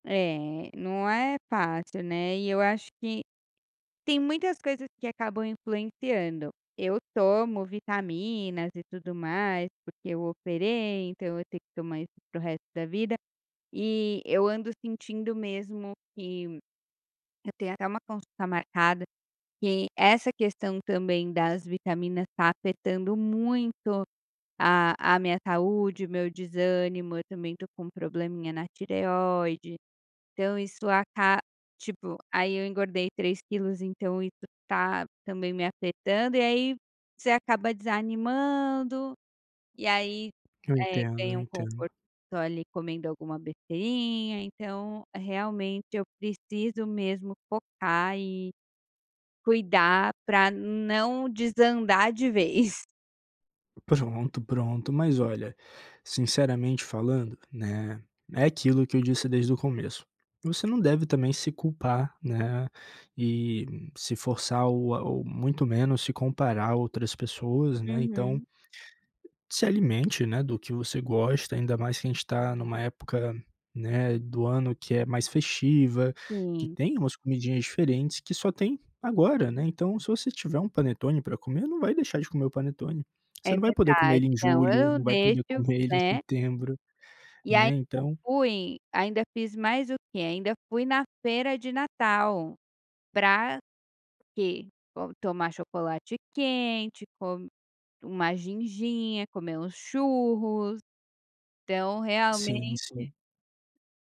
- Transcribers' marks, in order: tapping; other background noise
- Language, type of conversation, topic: Portuguese, advice, Como você deixou de seguir hábitos alimentares saudáveis por desânimo?